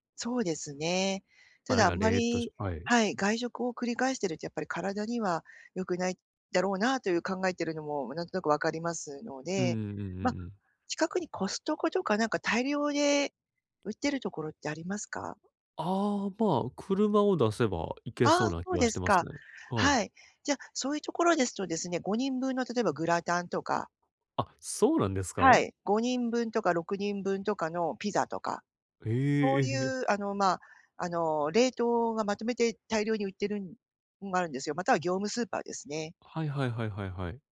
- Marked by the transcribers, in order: other background noise; tapping
- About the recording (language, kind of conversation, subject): Japanese, advice, どうすれば公平な役割分担で争いを減らせますか？